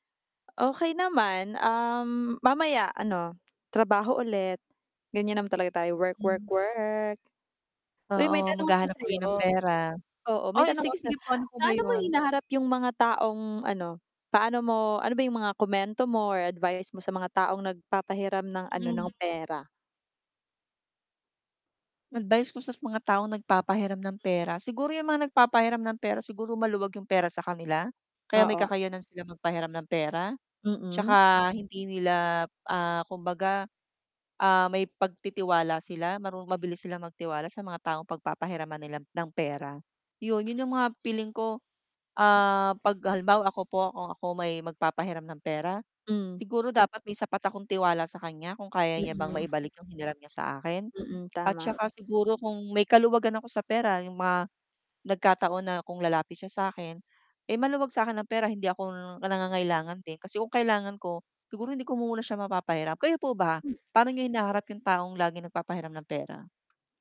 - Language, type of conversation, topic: Filipino, unstructured, Paano mo hinaharap ang taong palaging humihiram ng pera?
- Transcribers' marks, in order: static; distorted speech; mechanical hum; tapping